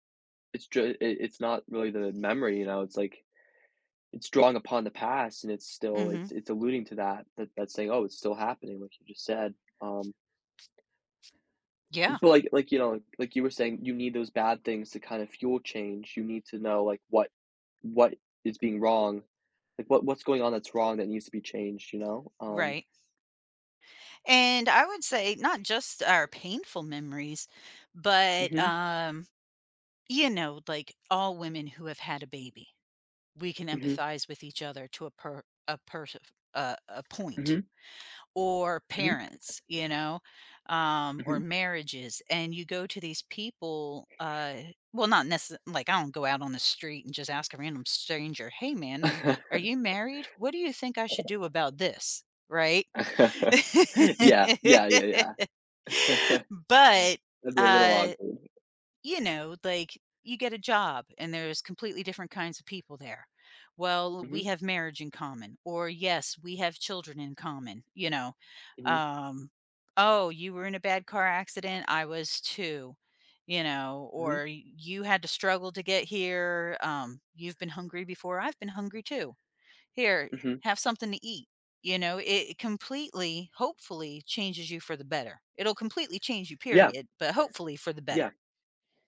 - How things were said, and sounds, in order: other background noise; tapping; laugh; laugh; laugh
- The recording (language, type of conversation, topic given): English, unstructured, How do our memories, both good and bad, shape who we become over time?
- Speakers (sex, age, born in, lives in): female, 45-49, Italy, United States; male, 18-19, United States, United States